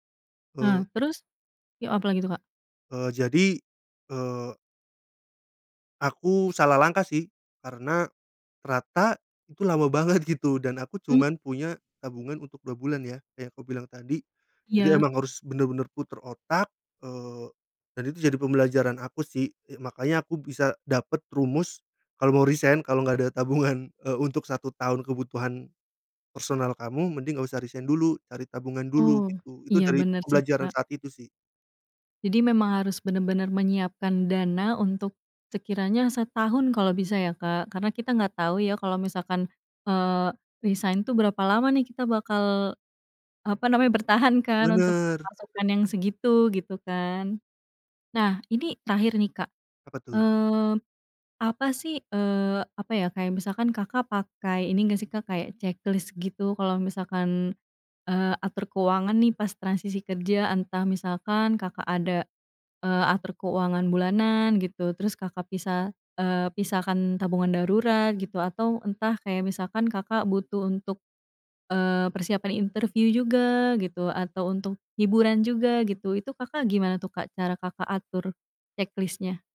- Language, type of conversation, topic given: Indonesian, podcast, Bagaimana kamu mengatur keuangan saat mengalami transisi kerja?
- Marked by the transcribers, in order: laughing while speaking: "banget"; other background noise; tapping